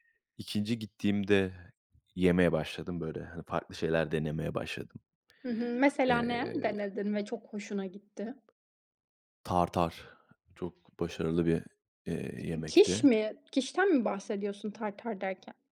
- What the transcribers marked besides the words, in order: other background noise; tapping; in French: "tartare"; in French: "quiche"; in French: "quiche'ten"; in French: "tartare"
- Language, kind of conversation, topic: Turkish, unstructured, Farklı ülkelerin yemek kültürleri seni nasıl etkiledi?
- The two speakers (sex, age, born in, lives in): female, 25-29, Turkey, Spain; male, 30-34, Turkey, Portugal